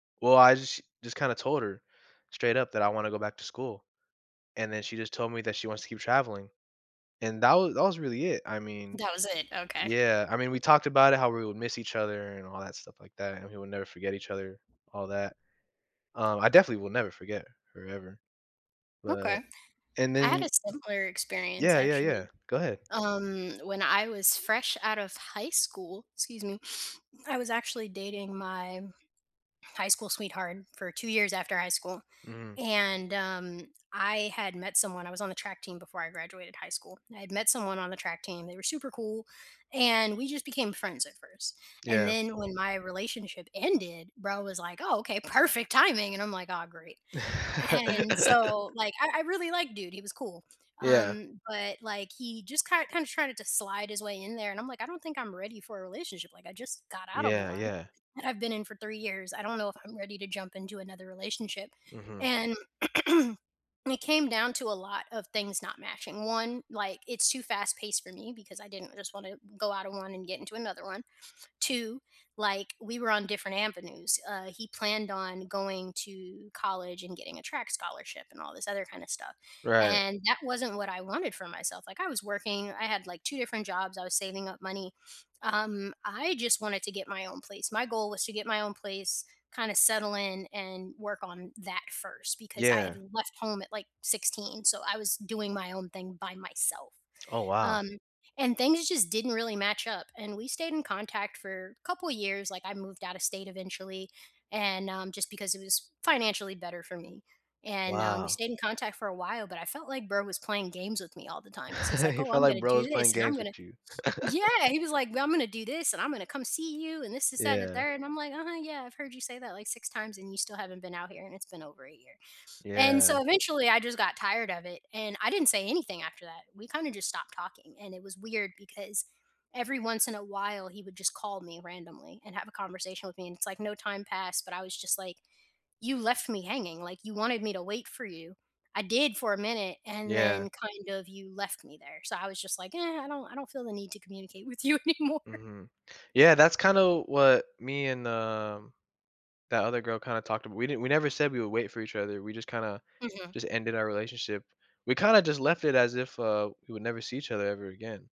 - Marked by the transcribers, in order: sniff; laugh; throat clearing; chuckle; chuckle; laughing while speaking: "with you anymore"
- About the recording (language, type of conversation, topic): English, unstructured, How should I discuss mismatched future timelines with my partner?